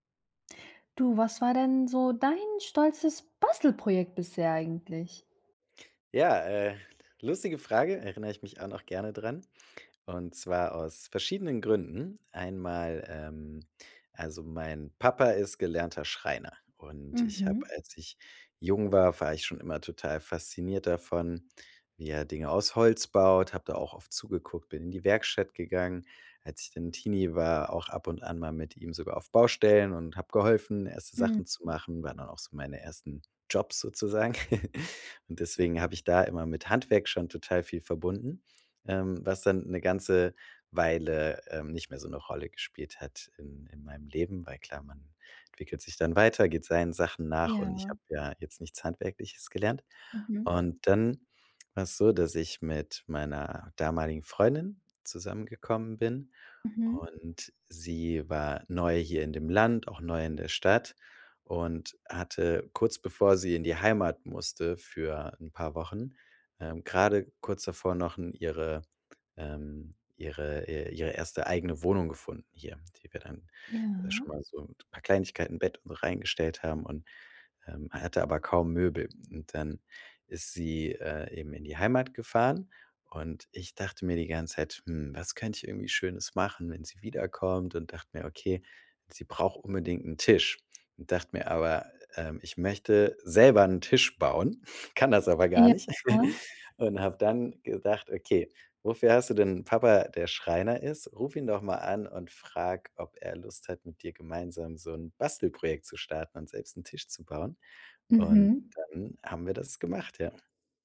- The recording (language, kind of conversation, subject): German, podcast, Was war dein stolzestes Bastelprojekt bisher?
- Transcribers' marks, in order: anticipating: "Bastelprojekt bisher eigentlich?"; giggle; laughing while speaking: "kann das aber gar nicht"; laugh